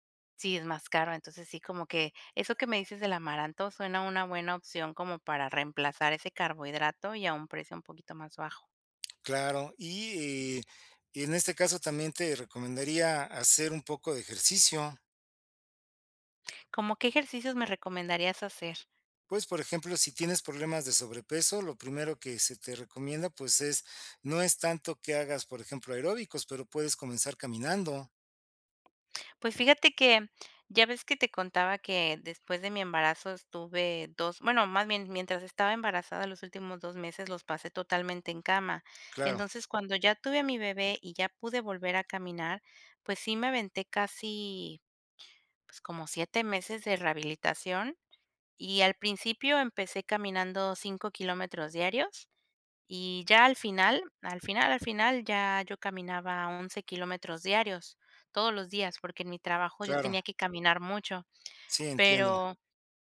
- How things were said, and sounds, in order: none
- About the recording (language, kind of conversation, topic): Spanish, advice, ¿Cómo puedo comer más saludable con un presupuesto limitado cada semana?
- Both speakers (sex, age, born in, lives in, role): female, 30-34, Mexico, Mexico, user; male, 55-59, Mexico, Mexico, advisor